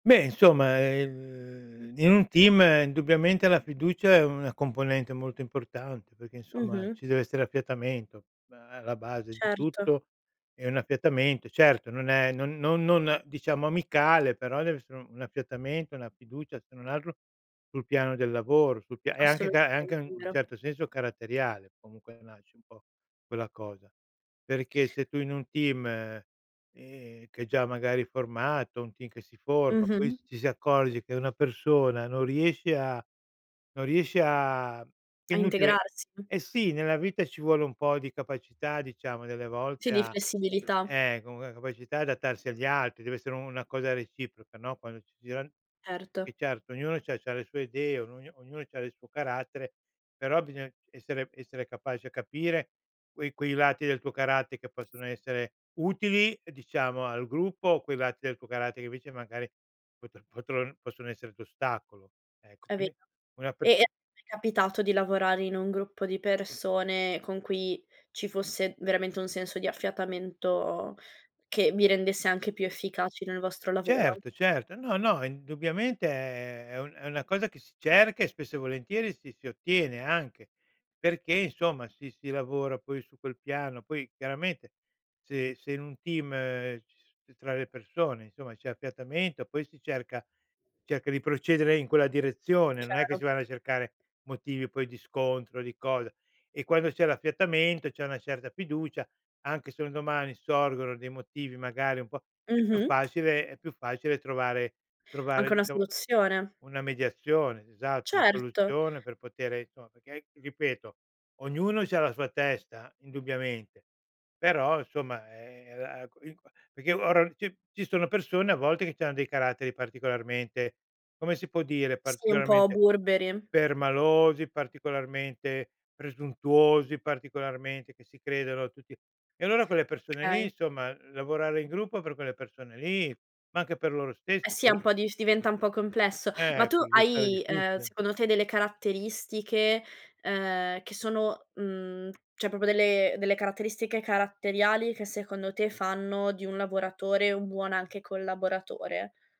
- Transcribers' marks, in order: drawn out: "ehm"; tapping; other background noise; "cioè" said as "ceh"; "proprio" said as "popo"
- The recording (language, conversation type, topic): Italian, podcast, Come costruisci la fiducia all’interno di un team?